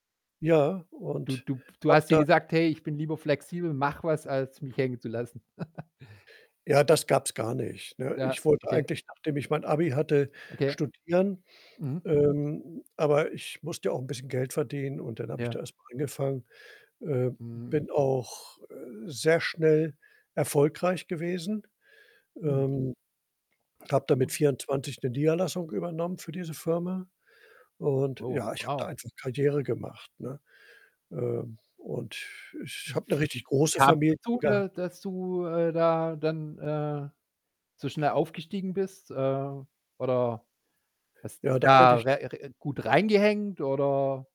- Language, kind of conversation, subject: German, podcast, Gab es in deinem Leben eine Erfahrung, die deine Sicht auf vieles verändert hat?
- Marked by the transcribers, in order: static; distorted speech; chuckle; unintelligible speech; unintelligible speech